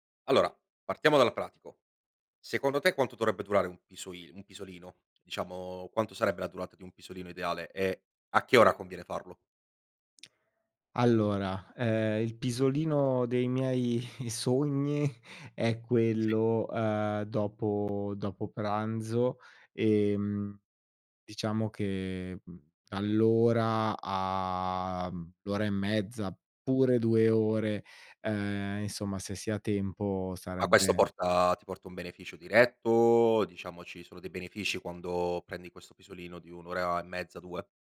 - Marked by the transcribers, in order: lip smack; chuckle
- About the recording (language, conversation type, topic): Italian, podcast, Cosa pensi del pisolino quotidiano?